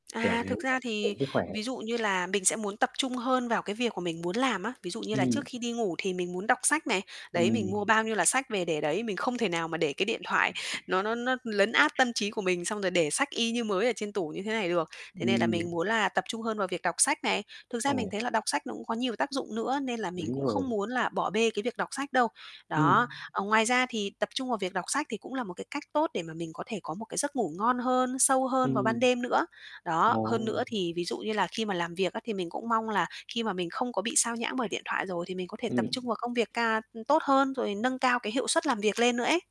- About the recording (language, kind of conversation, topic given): Vietnamese, advice, Làm thế nào để tôi bớt xao nhãng vì điện thoại và tuân thủ thời gian không dùng màn hình?
- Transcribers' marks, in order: unintelligible speech; other background noise; tapping; background speech